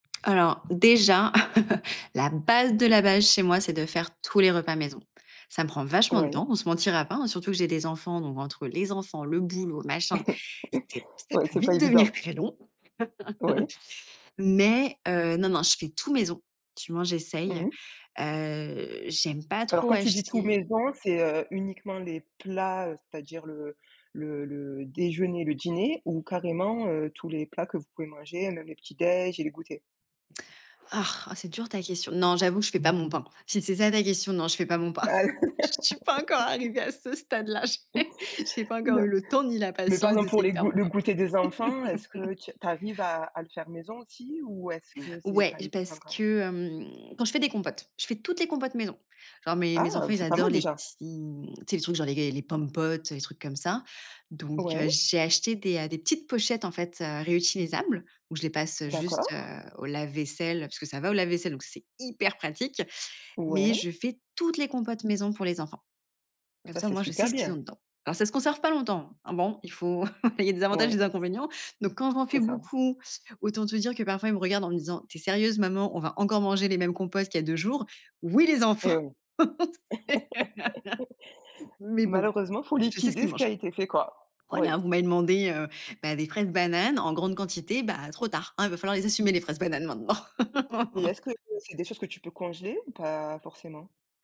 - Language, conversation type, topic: French, podcast, Comment organises-tu tes repas pour rester en bonne santé ?
- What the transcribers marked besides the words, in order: laugh; chuckle; laugh; grunt; laugh; chuckle; laughing while speaking: "Je suis pas encore arrivé à ce stade là, j'ai"; laugh; stressed: "hyper"; stressed: "toutes"; chuckle; laughing while speaking: "il y a des avantages et des inconvénients"; tapping; laugh; chuckle; laugh; laugh